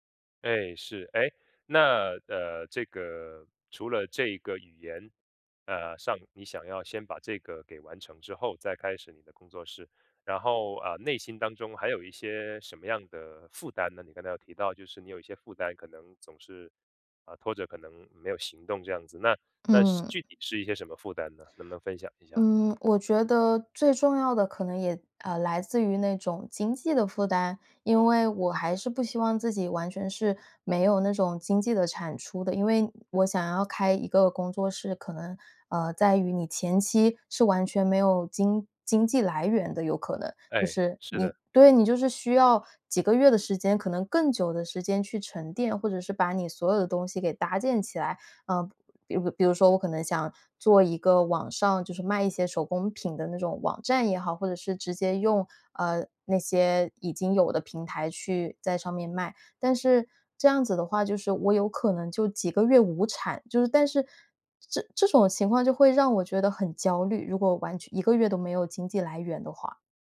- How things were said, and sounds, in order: other background noise
- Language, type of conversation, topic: Chinese, advice, 我总是拖延，无法开始新的目标，该怎么办？